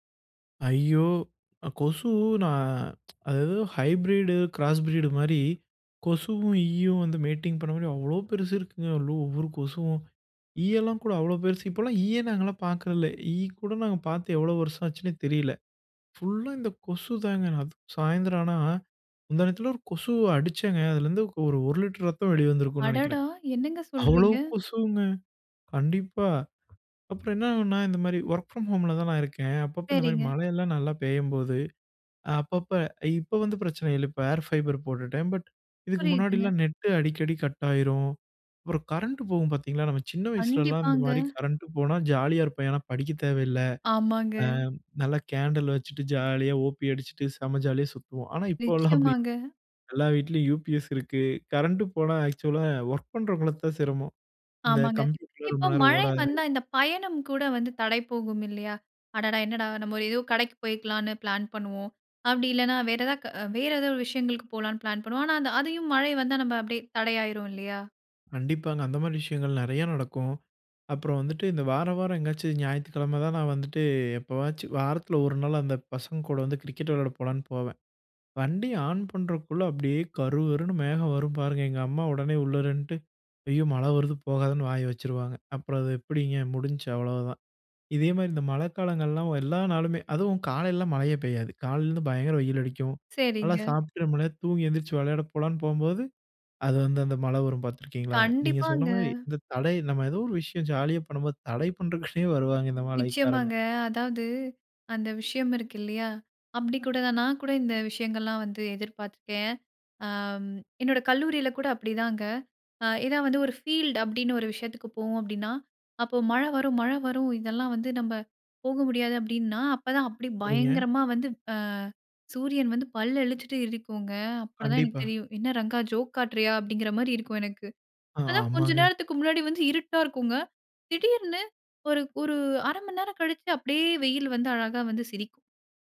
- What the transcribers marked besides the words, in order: lip smack; other background noise; in English: "ஹைப்ரிட் கிராஸ் ப்ரீடு"; in English: "மேட்டிங்"; tapping; in English: "பட்"; in English: "நெட்"; laughing while speaking: "இப்போலா"; in English: "ஆக்சுவல்‌லா"; other noise; laughing while speaking: "பண்றதுக்கே"
- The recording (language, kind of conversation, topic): Tamil, podcast, மழைக்காலம் உங்களை எவ்வாறு பாதிக்கிறது?